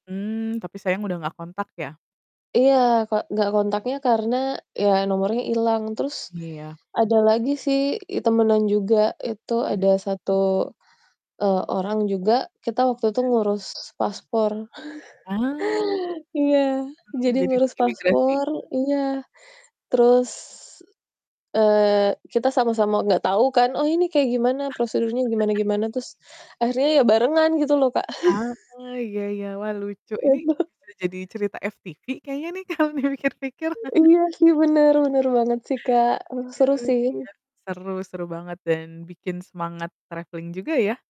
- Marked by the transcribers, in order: distorted speech; chuckle; laugh; chuckle; laughing while speaking: "Heeh"; laughing while speaking: "kalau dipikir-pikir"; other noise; in English: "traveling"
- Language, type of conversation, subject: Indonesian, unstructured, Pernahkah kamu bertemu orang baru yang menarik saat bepergian?